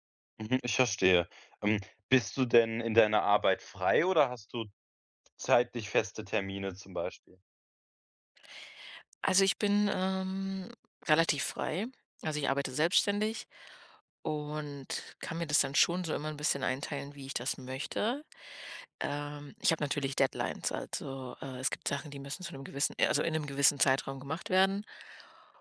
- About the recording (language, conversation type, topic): German, advice, Wie plane ich eine Reise stressfrei und ohne Zeitdruck?
- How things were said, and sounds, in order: none